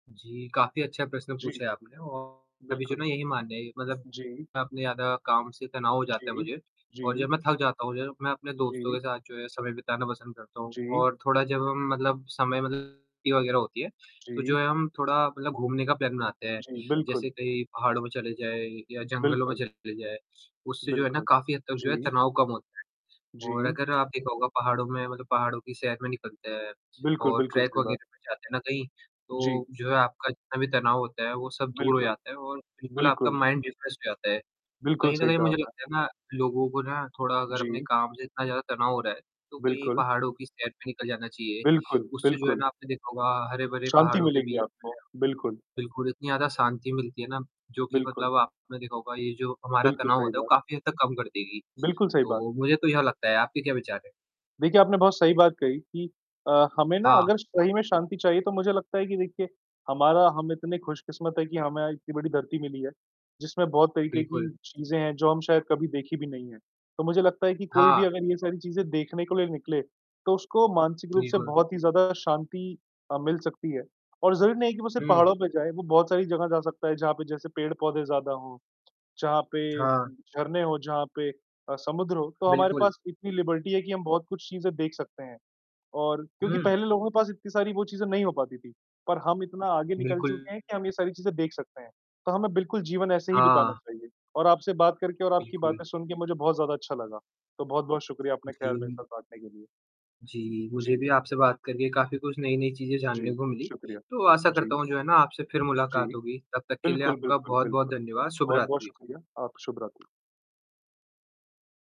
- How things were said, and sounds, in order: mechanical hum; distorted speech; tapping; in English: "प्लान"; in English: "ट्रेक"; in English: "माइंड रिफ्रेश"; in English: "लिबर्टी"; static
- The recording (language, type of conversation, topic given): Hindi, unstructured, आपको अपने आप को सबसे ज़्यादा खुश कब महसूस होता है?